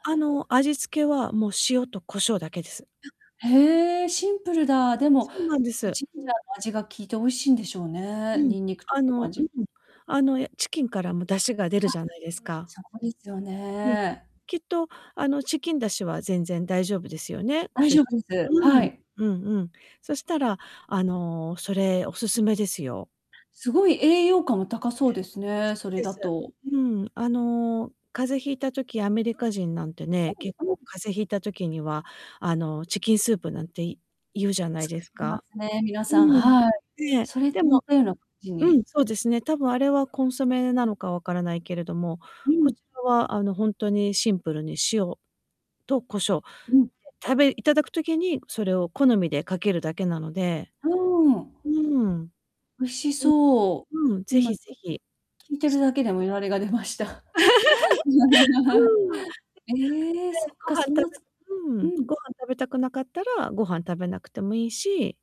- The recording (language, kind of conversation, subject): Japanese, advice, 買い物では、栄養的に良い食品をどう選べばいいですか？
- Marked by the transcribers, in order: distorted speech; other background noise; laugh; unintelligible speech; laugh